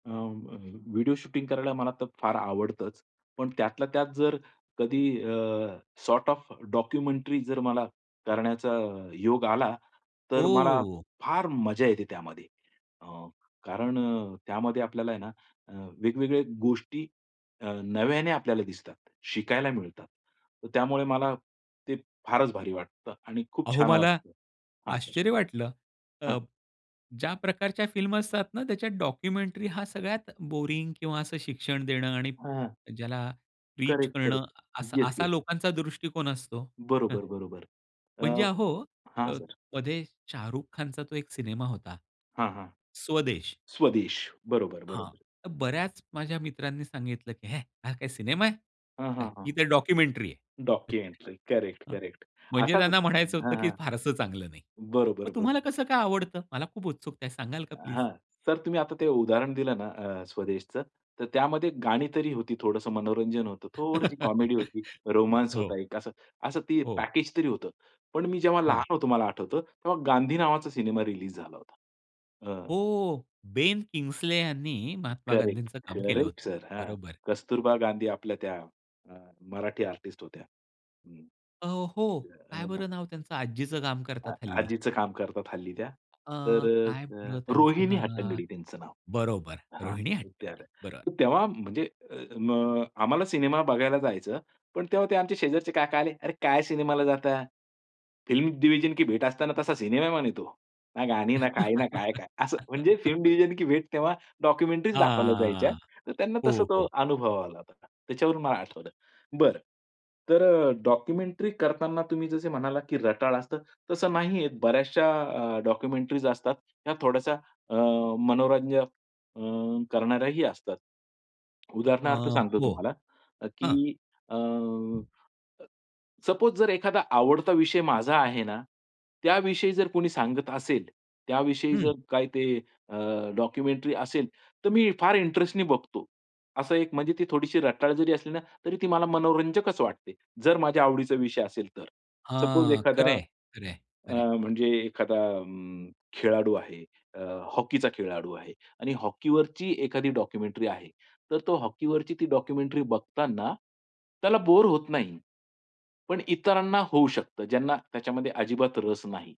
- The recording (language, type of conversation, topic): Marathi, podcast, व्हिडिओ बनवताना तुला सर्वात जास्त मजा कोणत्या टप्प्यात येते?
- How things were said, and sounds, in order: in English: "सॉर्ट ऑफ डॉक्युमेंटरी"; joyful: "फार मजा येते त्यामध्ये"; other noise; in English: "डॉक्युमेंटरी"; in English: "बोरिंग"; in English: "रीच"; snort; angry: "हे हा काय सिनेमा आहे? ही तर डॉक्युमेंटरी आहे"; in English: "डॉक्युमेंटरी"; in English: "डॉक्युमेंटरी"; laugh; in English: "कॉमेडी"; in English: "रोमान्स"; in English: "पॅकेजतरी"; in English: "आर्टिस्ट"; angry: "अरे काय सिनेमाला जाताय? फिल्म … काय ना काय-काय?"; in English: "फिल्म डिव्हिजन"; laugh; in English: "फिल्म डिव्हिजन"; drawn out: "हां"; in English: "डॉक्युमेंटरी"; in English: "डॉक्युमेंटरी"; in English: "डॉक्युमेंटरीज"; other background noise; in English: "सपोज"; in English: "डॉक्युमेंटरी"; in English: "सपोज"; in English: "डॉक्युमेंटरी"; in English: "डॉक्युमेंटरी"